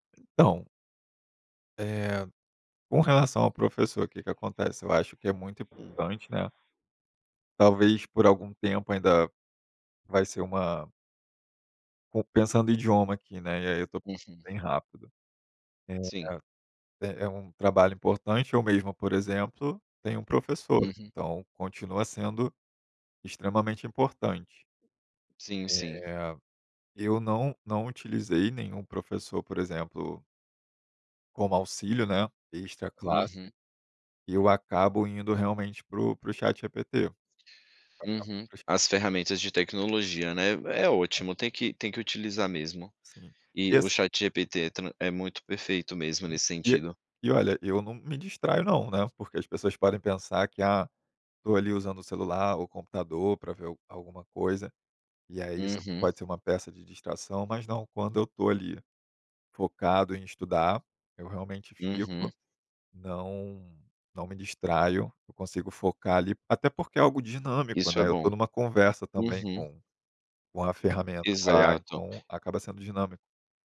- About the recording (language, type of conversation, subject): Portuguese, podcast, Como a tecnologia ajuda ou atrapalha seus estudos?
- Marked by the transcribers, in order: other background noise; unintelligible speech